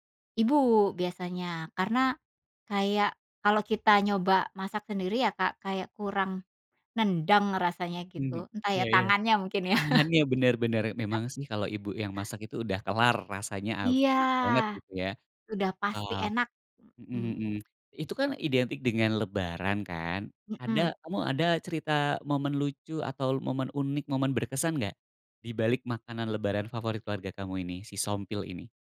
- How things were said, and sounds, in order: laugh
- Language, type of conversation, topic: Indonesian, podcast, Apa saja makanan khas yang selalu ada di keluarga kamu saat Lebaran?